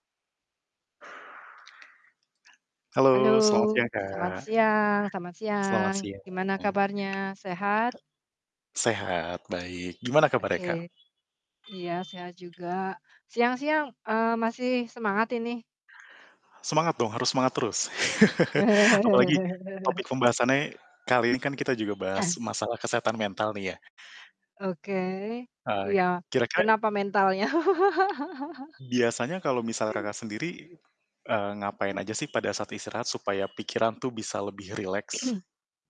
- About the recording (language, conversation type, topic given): Indonesian, unstructured, Menurut kamu, seberapa penting istirahat bagi kesehatan mental?
- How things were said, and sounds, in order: static; other background noise; throat clearing; horn; chuckle; other animal sound; throat clearing; laugh; tapping; throat clearing